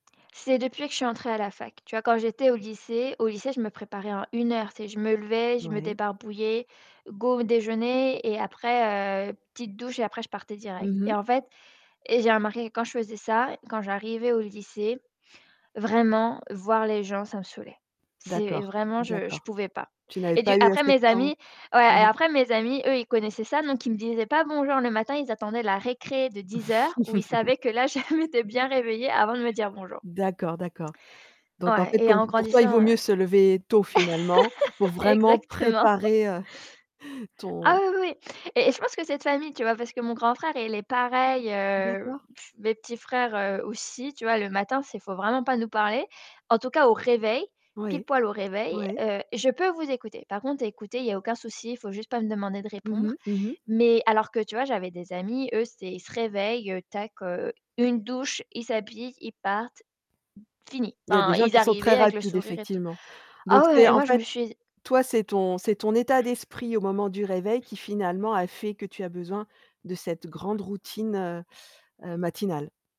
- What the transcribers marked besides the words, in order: laugh; laugh
- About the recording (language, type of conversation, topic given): French, podcast, Quelle serait ta routine matinale idéale ?